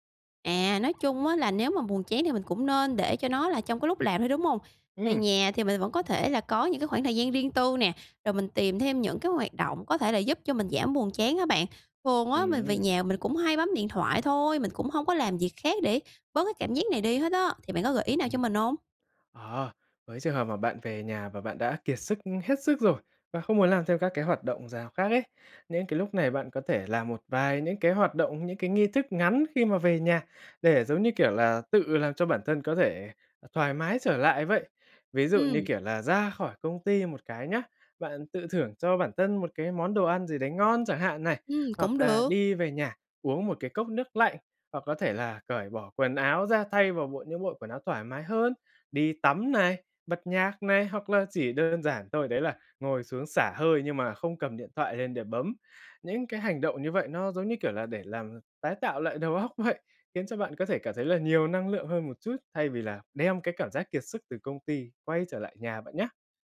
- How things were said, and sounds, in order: tapping; laughing while speaking: "vậy"
- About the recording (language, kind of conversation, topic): Vietnamese, advice, Làm sao để chấp nhận cảm giác buồn chán trước khi bắt đầu làm việc?